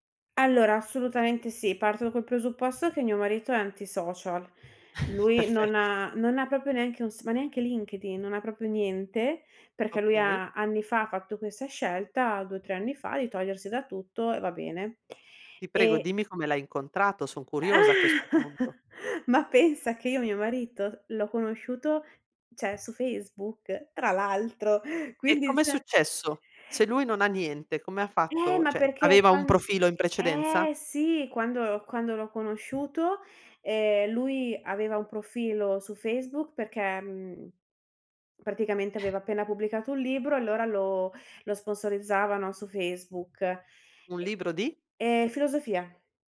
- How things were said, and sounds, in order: chuckle; chuckle; "cioè" said as "ceh"
- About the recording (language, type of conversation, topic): Italian, podcast, Che effetto hanno i social network sui rapporti tra familiari?